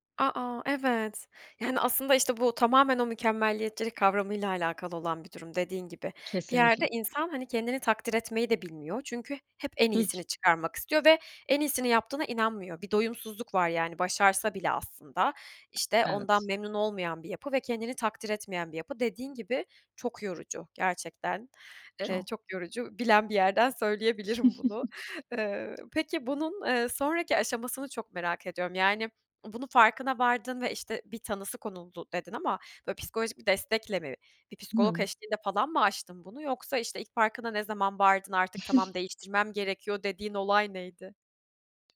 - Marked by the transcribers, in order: tapping; giggle; giggle
- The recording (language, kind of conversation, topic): Turkish, podcast, Hatalardan ders çıkarmak için hangi soruları sorarsın?